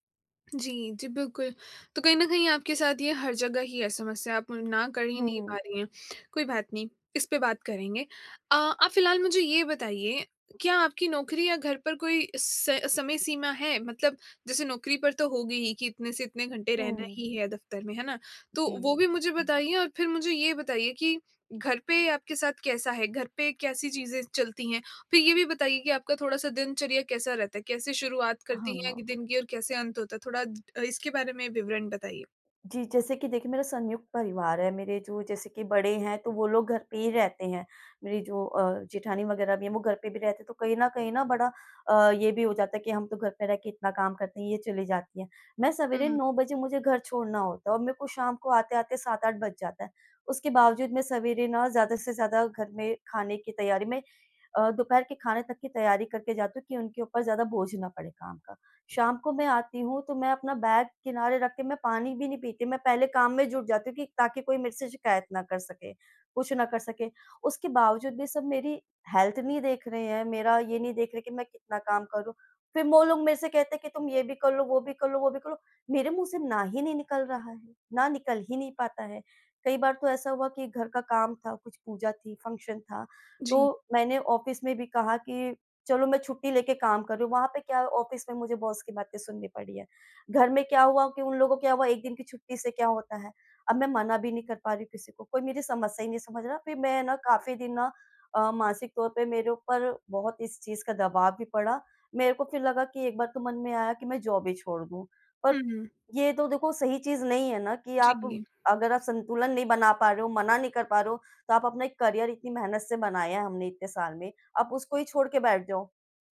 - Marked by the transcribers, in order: tapping; in English: "हेल्थ"; in English: "फ़ंक्शन"; in English: "ऑफिस"; in English: "ऑफिस"; in English: "बॉस"; in English: "जॉब"; in English: "करियर"
- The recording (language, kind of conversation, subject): Hindi, advice, बॉस और परिवार के लिए सीमाएँ तय करना और 'ना' कहना